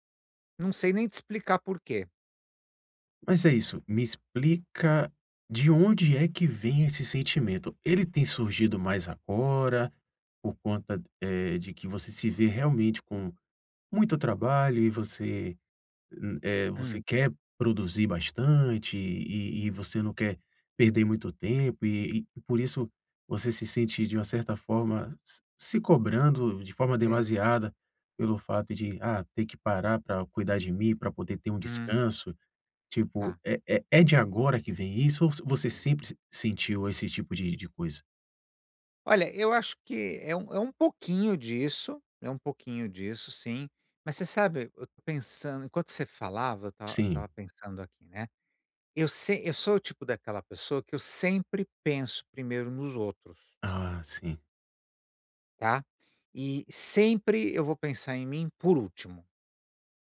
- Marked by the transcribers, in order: tapping
- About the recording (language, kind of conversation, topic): Portuguese, advice, Como posso reservar tempo regular para o autocuidado na minha agenda cheia e manter esse hábito?